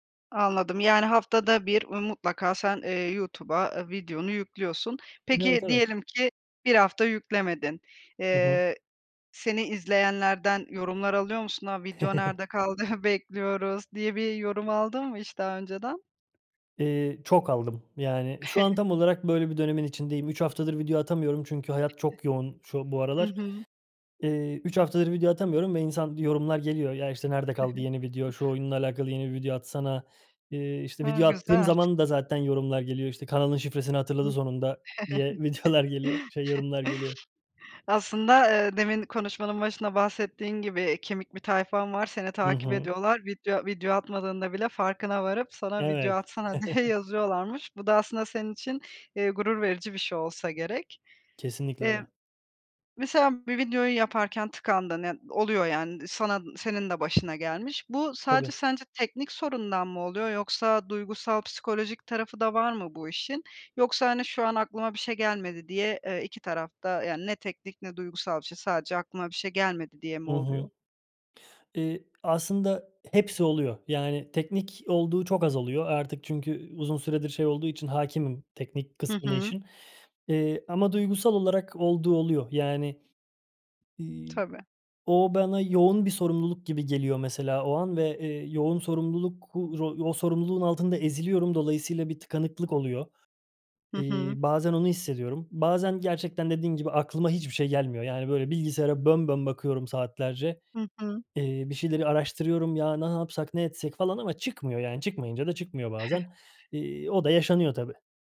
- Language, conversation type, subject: Turkish, podcast, Yaratıcı tıkanıklıkla başa çıkma yöntemlerin neler?
- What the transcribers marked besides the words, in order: chuckle; laughing while speaking: "kaldı?"; chuckle; other noise; unintelligible speech; chuckle; laughing while speaking: "videolar geliyor"; laughing while speaking: "diye"; chuckle; chuckle; other background noise